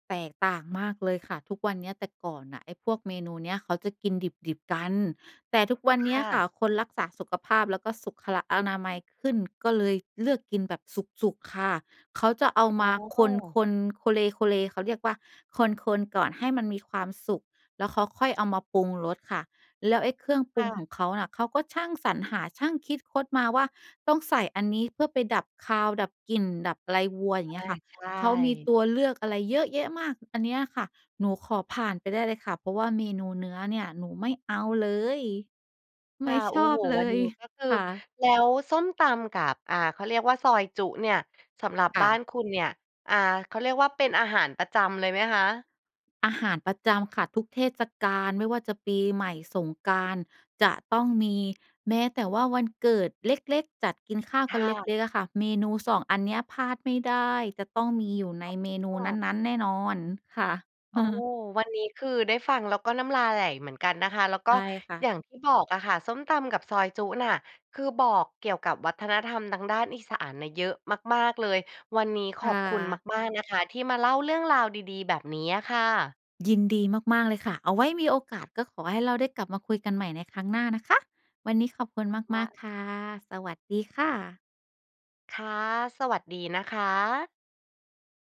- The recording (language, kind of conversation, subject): Thai, podcast, อาหารแบบบ้าน ๆ ของครอบครัวคุณบอกอะไรเกี่ยวกับวัฒนธรรมของคุณบ้าง?
- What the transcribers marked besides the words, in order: "สุขอนามัย" said as "สุขขละอนามัย"; chuckle